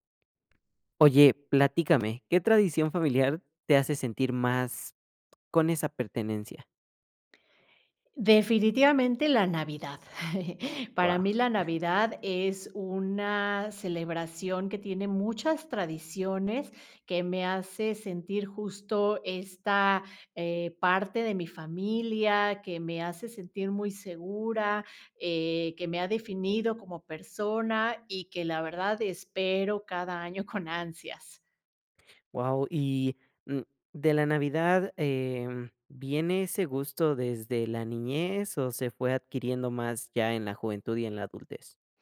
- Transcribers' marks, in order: other background noise; laugh
- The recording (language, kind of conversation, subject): Spanish, podcast, ¿Qué tradición familiar te hace sentir que realmente formas parte de tu familia?